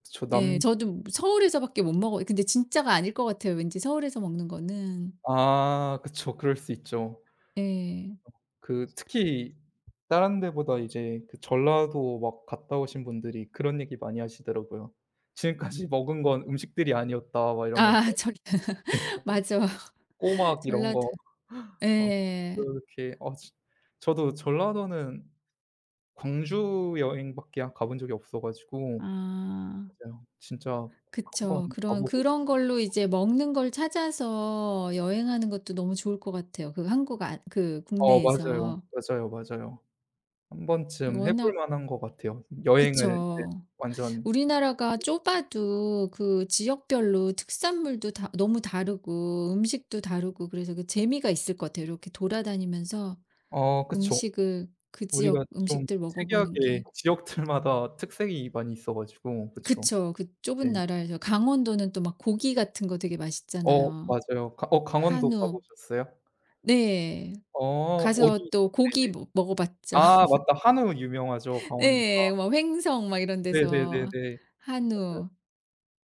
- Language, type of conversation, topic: Korean, unstructured, 가장 좋아하는 음식은 무엇인가요?
- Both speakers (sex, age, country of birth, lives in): female, 50-54, South Korea, United States; male, 25-29, South Korea, South Korea
- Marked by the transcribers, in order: tapping; other background noise; laughing while speaking: "지금까지"; laughing while speaking: "아. 저기 맞아요"; laugh; laughing while speaking: "네"; laugh; laughing while speaking: "지역들마다"; laugh